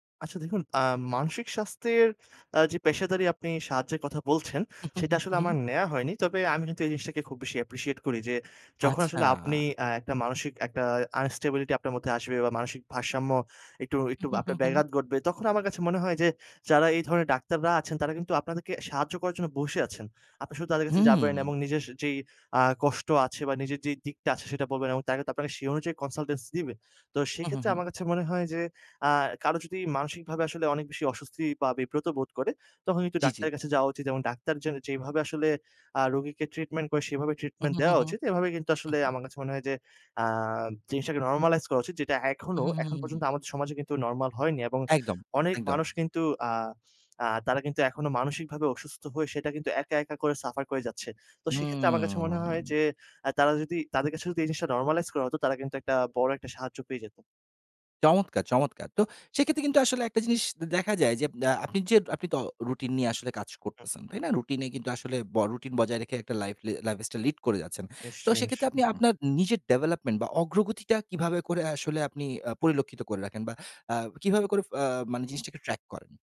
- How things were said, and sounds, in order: tapping; in English: "appreciate"; in English: "unstability"; "ঘটবে" said as "গটবে"; "এবং" said as "এমং"; in English: "কনসালটেন্স"; in English: "নরমালাইজ"
- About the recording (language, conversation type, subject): Bengali, podcast, অনিচ্ছা থাকলেও রুটিন বজায় রাখতে তোমার কৌশল কী?